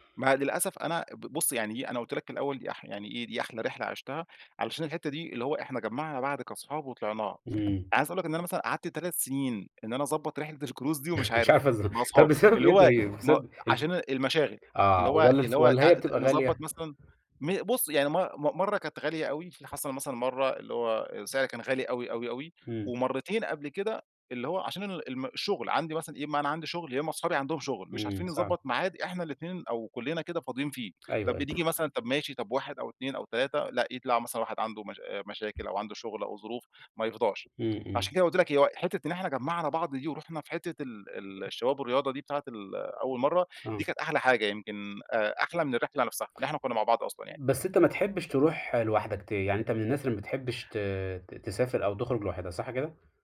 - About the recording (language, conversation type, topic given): Arabic, podcast, احكيلي عن أجمل رحلة رُحتها في حياتك؟
- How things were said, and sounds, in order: other background noise; chuckle; in English: "الCruise"; tapping